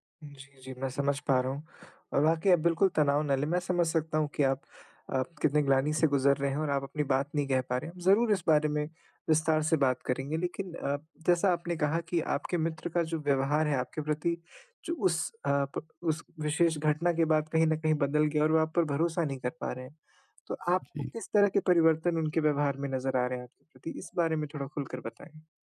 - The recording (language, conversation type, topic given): Hindi, advice, टूटे हुए भरोसे को धीरे-धीरे फिर से कैसे कायम किया जा सकता है?
- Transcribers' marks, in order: none